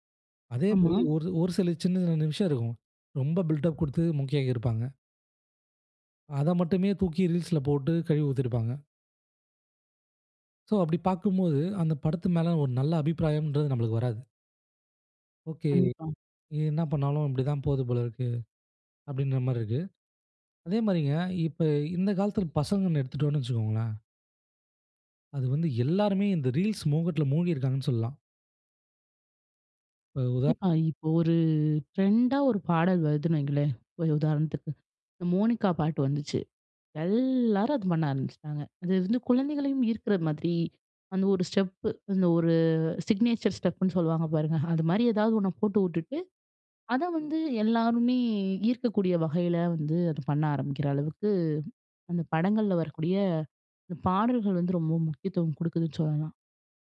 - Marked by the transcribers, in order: in English: "பில்டப்"; in English: "ரீல்ஸ்ல"; in English: "சோ"; in English: "ஓகே"; drawn out: "எல்லாரும்"; in English: "சிக்னேச்சர் ஸ்டெப்"
- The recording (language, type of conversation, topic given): Tamil, podcast, சிறு கால வீடியோக்கள் முழுநீளத் திரைப்படங்களை மிஞ்சி வருகிறதா?